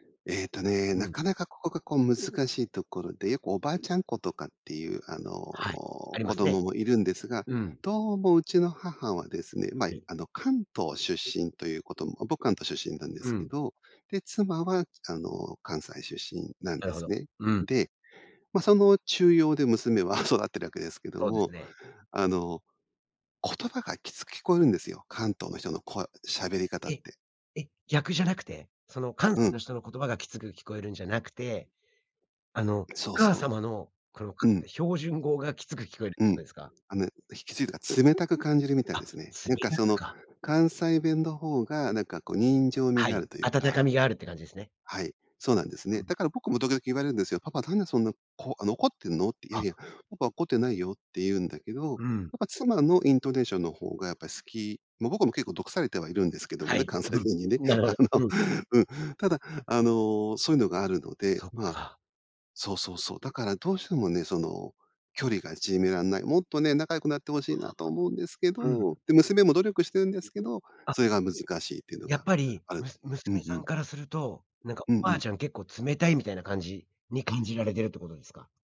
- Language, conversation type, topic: Japanese, podcast, 親との価値観の違いを、どのように乗り越えましたか？
- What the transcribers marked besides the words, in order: laughing while speaking: "娘は"; laughing while speaking: "関西弁にね。あの"; unintelligible speech